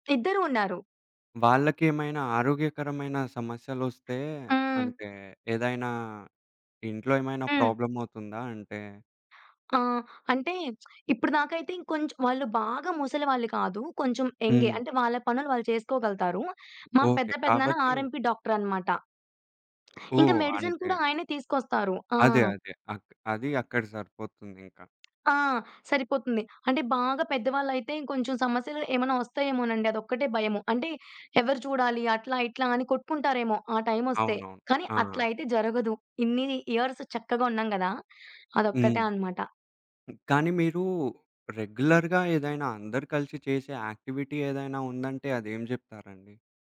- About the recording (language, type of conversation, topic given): Telugu, podcast, కుటుంబ బంధాలను బలపరచడానికి పాటించాల్సిన చిన్న అలవాట్లు ఏమిటి?
- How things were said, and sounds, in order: other background noise; in English: "ఆర్ఎంపీ డాక్టర్"; tapping; in English: "మెడిసిన్"; in English: "ఇయర్స్"; in English: "రెగ్యులర్‌గా"; in English: "యాక్టివిటీ"